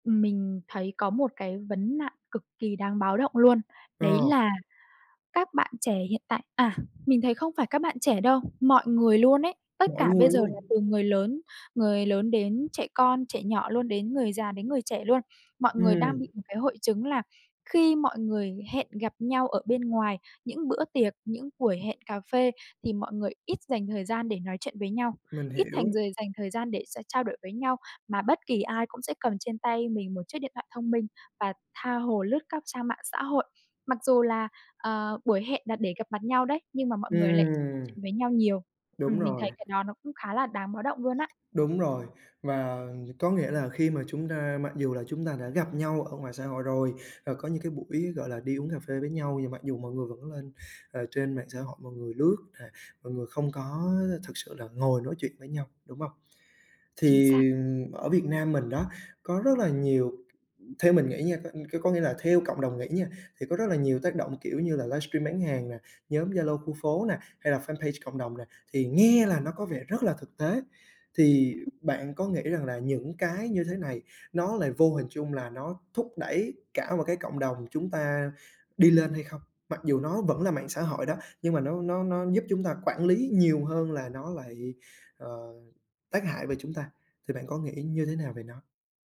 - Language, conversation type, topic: Vietnamese, podcast, Bạn thấy mạng xã hội ảnh hưởng đến cộng đồng như thế nào?
- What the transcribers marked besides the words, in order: tapping; unintelligible speech; in English: "fanpage"; other background noise